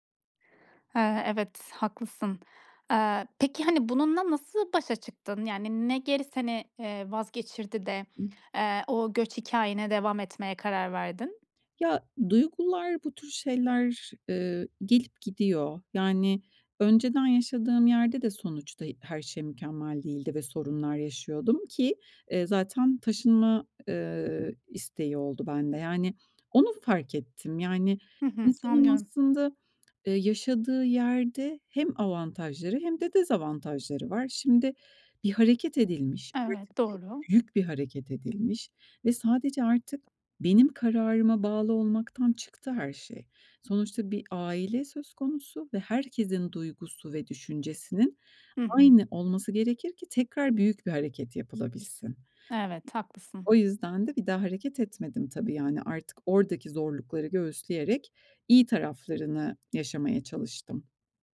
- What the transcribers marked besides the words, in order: unintelligible speech; other background noise; background speech
- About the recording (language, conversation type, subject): Turkish, podcast, Değişim için en cesur adımı nasıl attın?